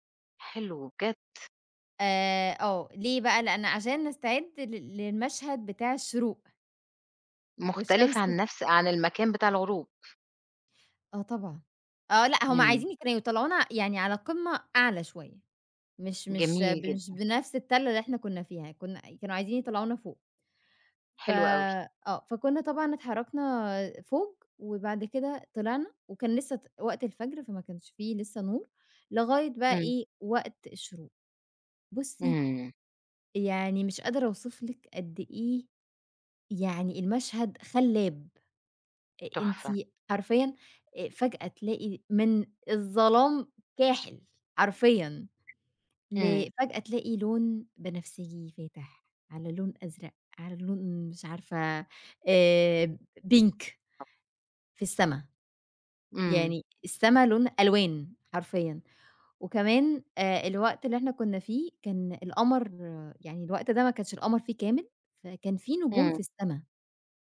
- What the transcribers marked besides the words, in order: tapping; unintelligible speech; in English: "pink"
- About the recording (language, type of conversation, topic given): Arabic, podcast, إيه أجمل غروب شمس أو شروق شمس شفته وإنت برّه مصر؟
- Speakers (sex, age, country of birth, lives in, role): female, 25-29, Egypt, Egypt, guest; female, 40-44, Egypt, Portugal, host